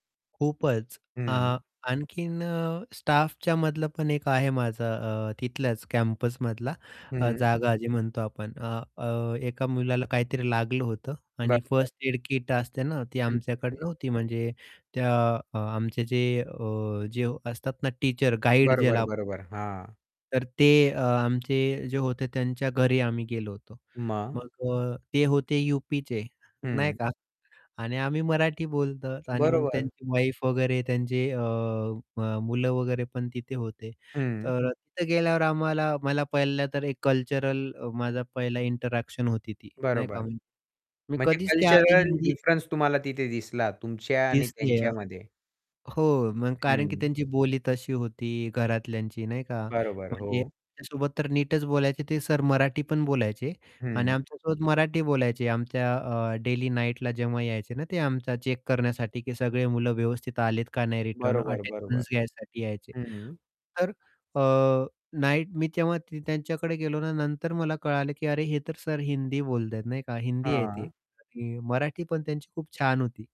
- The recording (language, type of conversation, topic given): Marathi, podcast, तुमची बालपणीची आवडती बाहेरची जागा कोणती होती?
- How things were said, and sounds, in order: static; in English: "फर्स्ट एड किट"; distorted speech; in English: "टीचर"; tapping; in English: "इंटरॅक्शन"; in English: "डेली"; in English: "चेक"